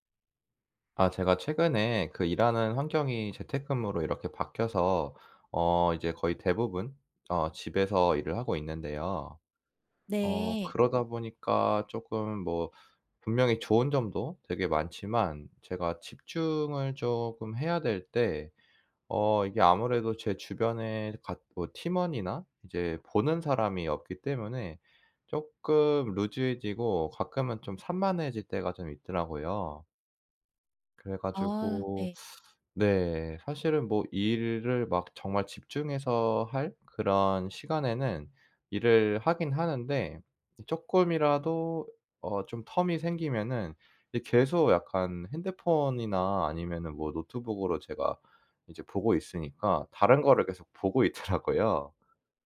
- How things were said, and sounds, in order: tapping; in English: "loose해지고"; teeth sucking; in English: "term이"; laughing while speaking: "있더라고요"
- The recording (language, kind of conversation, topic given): Korean, advice, 주의 산만함을 어떻게 관리하면 집중을 더 잘할 수 있을까요?